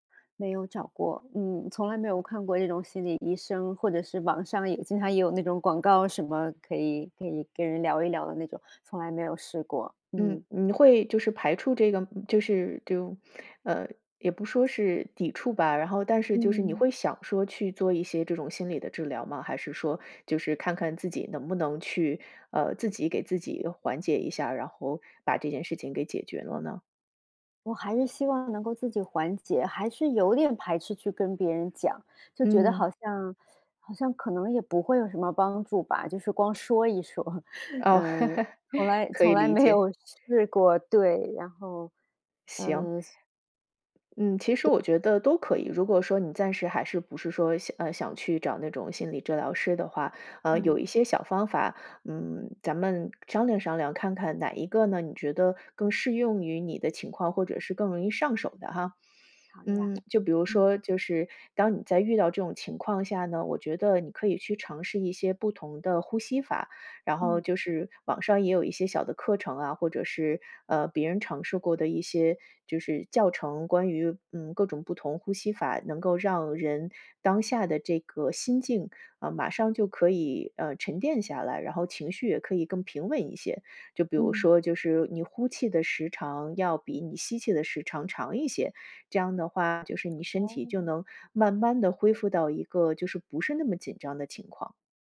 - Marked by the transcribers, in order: laughing while speaking: "说"; chuckle; laughing while speaking: "没有"
- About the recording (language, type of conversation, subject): Chinese, advice, 你在经历恐慌发作时通常如何求助与应对？